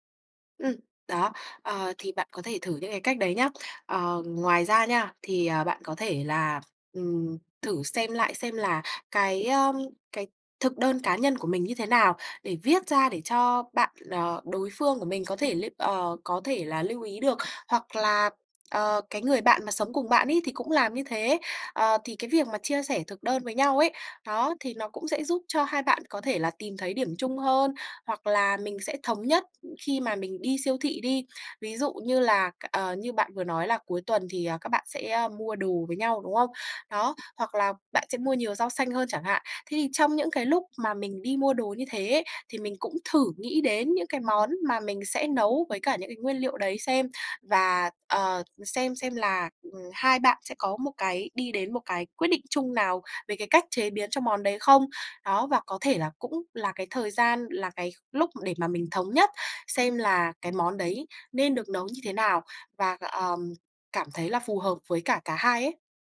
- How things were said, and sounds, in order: other background noise; tapping
- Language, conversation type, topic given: Vietnamese, advice, Làm sao để cân bằng chế độ ăn khi sống chung với người có thói quen ăn uống khác?